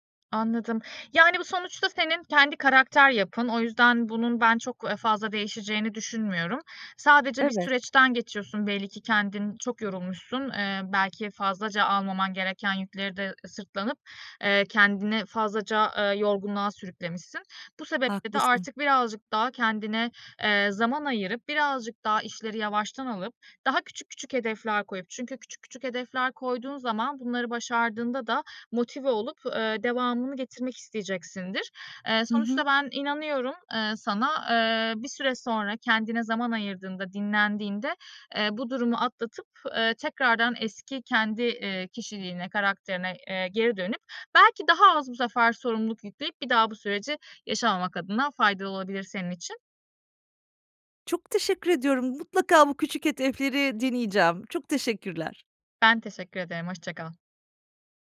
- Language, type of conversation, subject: Turkish, advice, Sürekli erteleme ve son dakika paniklerini nasıl yönetebilirim?
- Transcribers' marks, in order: tapping; other background noise